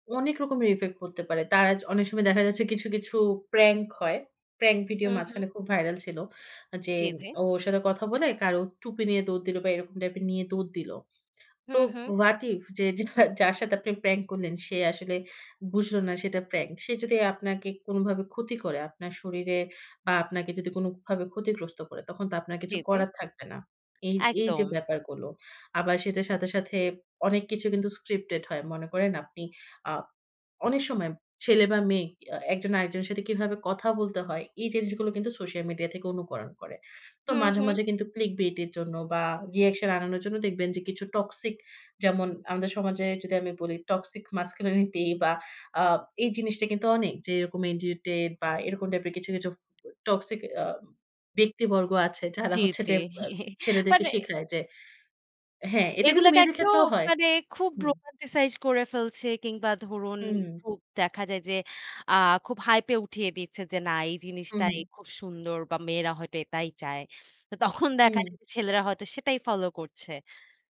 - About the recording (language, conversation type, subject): Bengali, podcast, মিডিয়া তরুণদের মানসিকতা ও আচরণে কী ধরনের প্রভাব ফেলে বলে আপনার মনে হয়?
- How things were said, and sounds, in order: in English: "what if"; in English: "masculinity"; chuckle